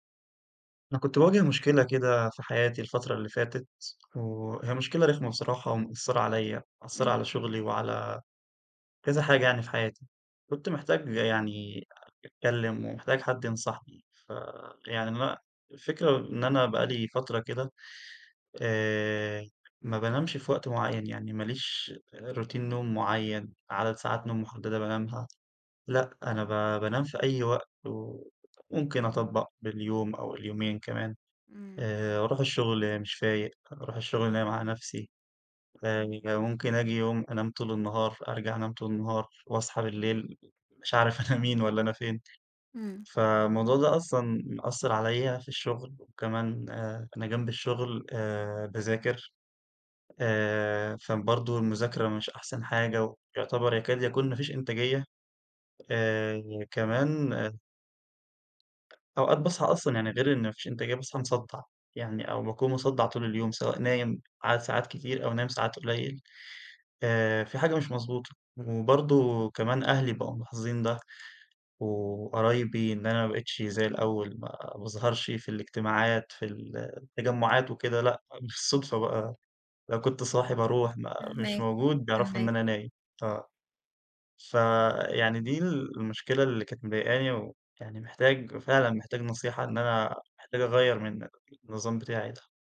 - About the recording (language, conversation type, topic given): Arabic, advice, إزاي جدول نومك المتقلب بيأثر على نشاطك وتركيزك كل يوم؟
- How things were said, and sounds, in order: other background noise; tapping; in English: "روتين"; laughing while speaking: "أنا مين"